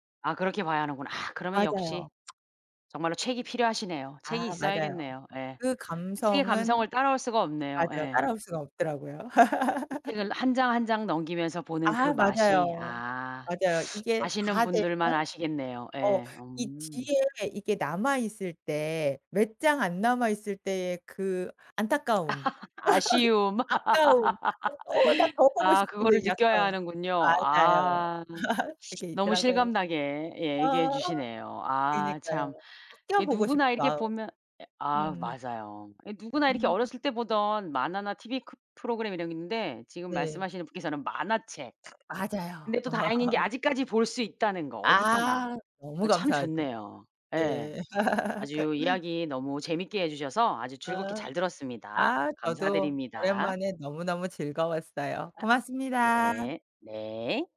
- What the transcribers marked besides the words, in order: tsk; tapping; laugh; put-on voice: "어 나 더 보고 싶은데"; other background noise; laugh; laugh; laugh
- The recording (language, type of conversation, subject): Korean, podcast, 어릴 때 즐겨 보던 만화나 TV 프로그램은 무엇이었나요?